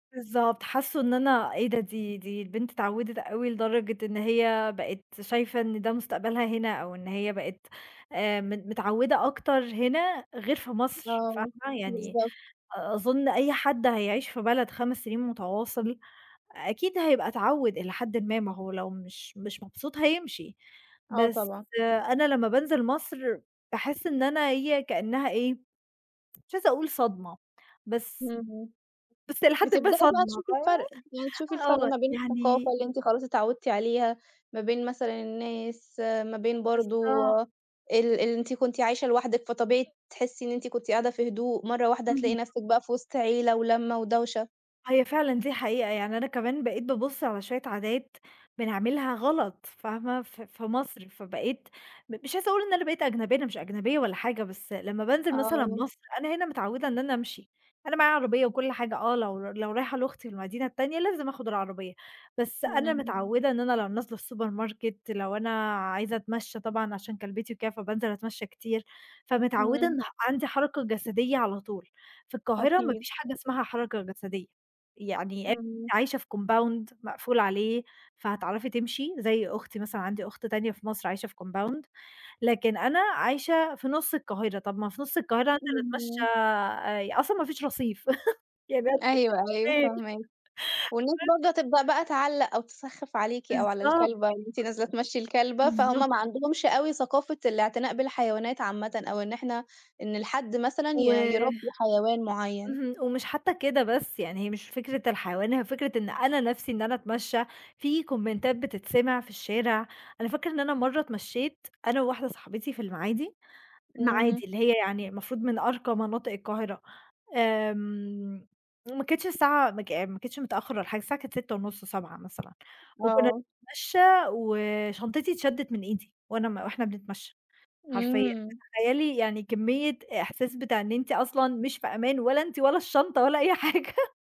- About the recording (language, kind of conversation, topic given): Arabic, podcast, إزاي الهجرة أو السفر غيّر إحساسك بالجذور؟
- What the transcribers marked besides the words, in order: laughing while speaking: "إلى حدٍ ما صدمة فاهمة، آه"; tapping; other background noise; in English: "الSupermarket"; unintelligible speech; in English: "compound"; in English: "compound"; chuckle; laughing while speaking: "يعني هتمشّى أروح فين؟"; unintelligible speech; in English: "كومنتات"; laughing while speaking: "أي حاجة"